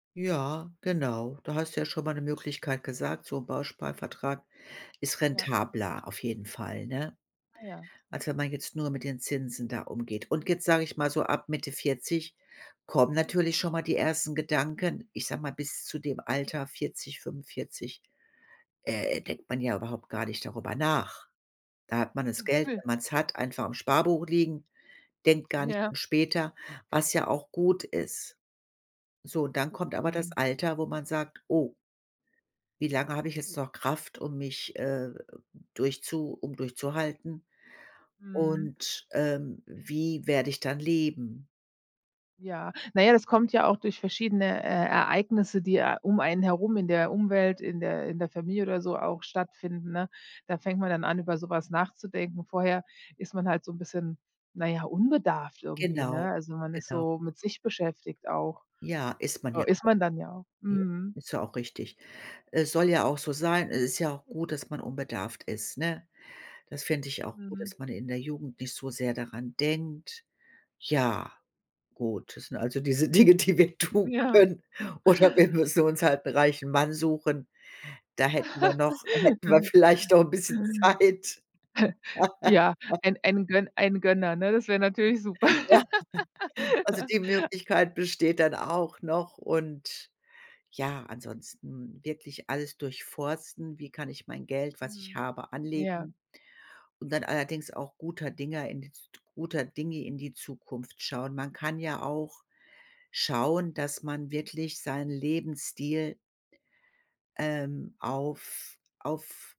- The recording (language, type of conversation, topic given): German, advice, Wie viel sollte ich für den Ruhestand zurücklegen?
- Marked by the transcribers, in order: laughing while speaking: "diese Dinge, die wir tun können. Oder wir müssen"; laughing while speaking: "Ja"; chuckle; unintelligible speech; snort; laughing while speaking: "hätten wir vielleicht noch 'n bisschen Zeit"; laugh; chuckle; laugh